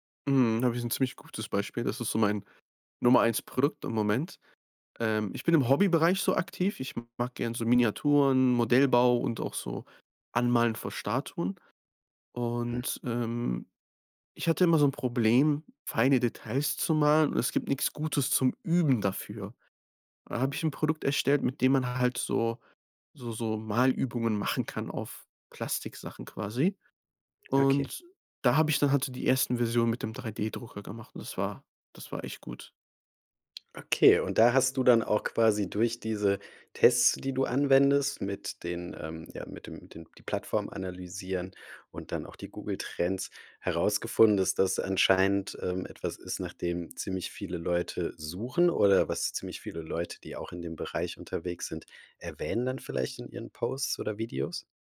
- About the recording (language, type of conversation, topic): German, podcast, Wie testest du Ideen schnell und günstig?
- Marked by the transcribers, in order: stressed: "Üben"